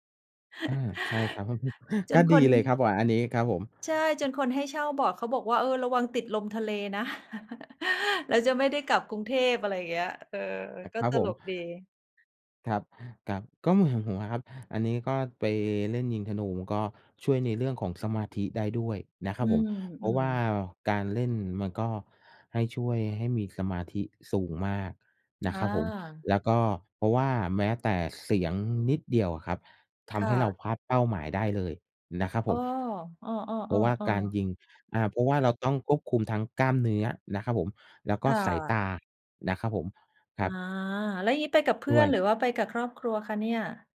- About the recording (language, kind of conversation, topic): Thai, unstructured, คุณเคยลองเล่นกีฬาที่ท้าทายมากกว่าที่เคยคิดไหม?
- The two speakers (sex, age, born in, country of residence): female, 45-49, Thailand, Thailand; male, 45-49, Thailand, Thailand
- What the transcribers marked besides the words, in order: chuckle; chuckle